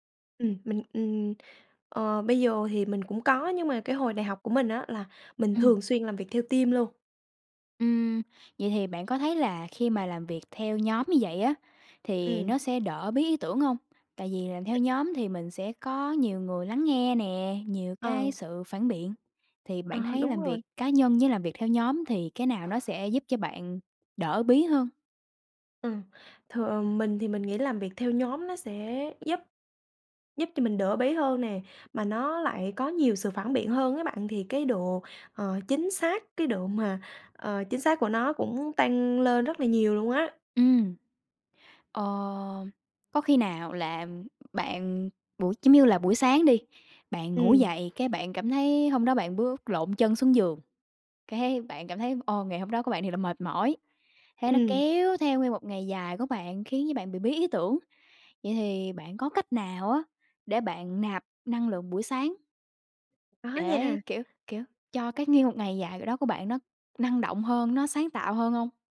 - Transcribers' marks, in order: in English: "team"; other noise; tapping; other background noise; laughing while speaking: "mà"; laughing while speaking: "cái"
- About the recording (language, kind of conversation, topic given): Vietnamese, podcast, Bạn làm thế nào để vượt qua cơn bí ý tưởng?